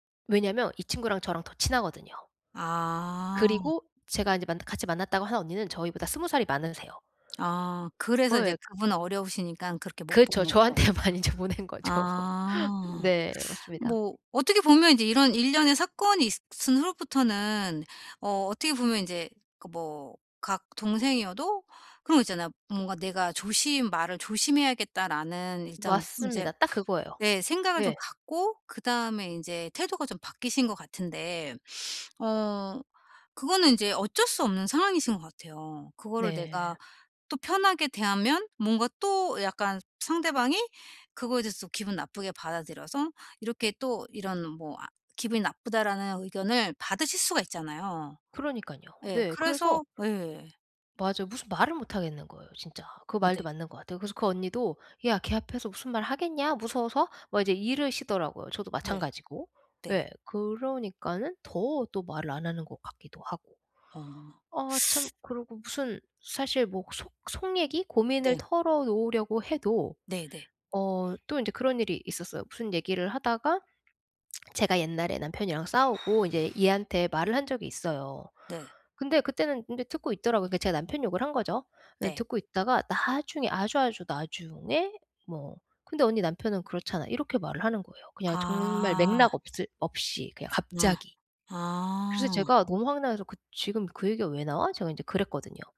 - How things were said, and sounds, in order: other background noise; laughing while speaking: "많이 이제 보낸 거죠"; teeth sucking; laugh; other noise; sniff; teeth sucking; lip smack
- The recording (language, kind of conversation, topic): Korean, advice, 진정성을 잃지 않으면서 나를 잘 표현하려면 어떻게 해야 할까요?